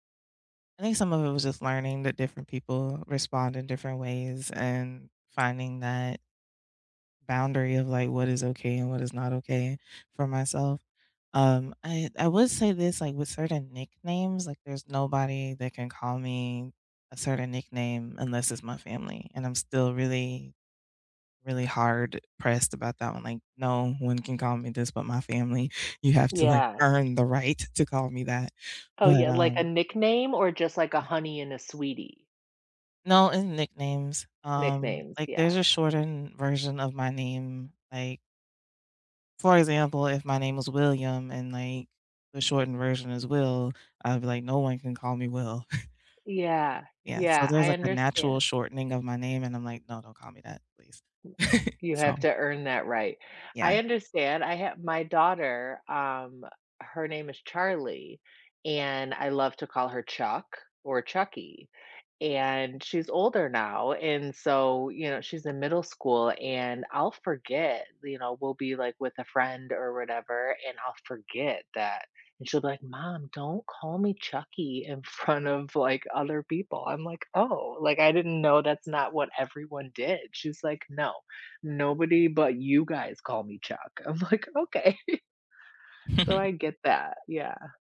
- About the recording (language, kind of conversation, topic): English, unstructured, How do you like to show care in a relationship, and what makes you feel cared for?
- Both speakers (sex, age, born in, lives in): female, 35-39, United States, United States; female, 40-44, United States, United States
- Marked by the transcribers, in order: tapping; other background noise; chuckle; chuckle; laughing while speaking: "front of"; laughing while speaking: "I'm, like, Okay"; chuckle